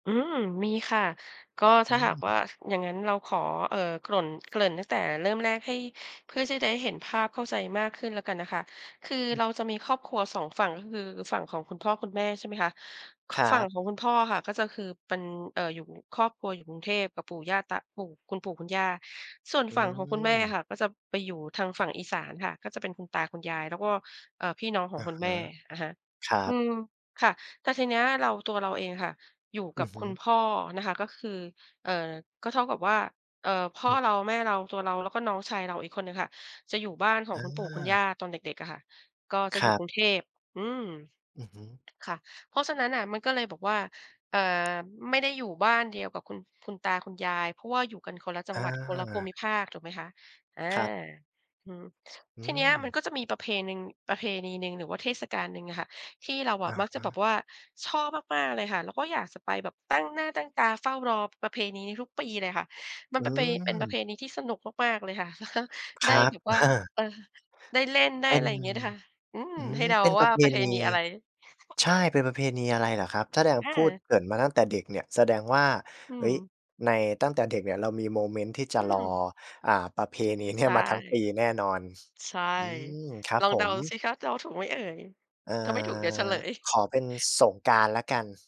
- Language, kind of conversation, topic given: Thai, podcast, มีประเพณีอะไรบ้างที่ช่วยให้ครอบครัวใกล้ชิดกันมากขึ้น?
- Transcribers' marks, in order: other background noise; chuckle; chuckle